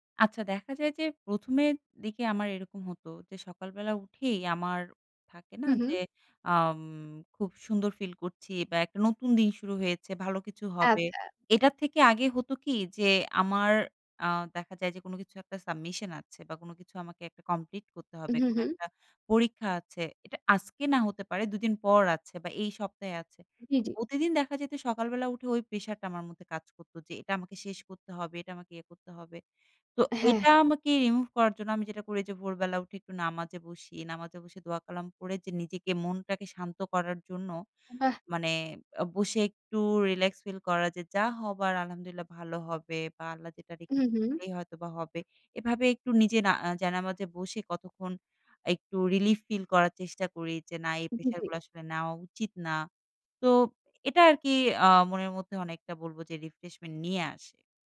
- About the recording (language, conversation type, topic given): Bengali, podcast, নিজেকে সময় দেওয়া এবং আত্মযত্নের জন্য আপনার নিয়মিত রুটিনটি কী?
- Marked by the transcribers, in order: in English: "submission"; in English: "complete"; in English: "remove"; in English: "relax feel"; in English: "relief feel"; in English: "refreshment"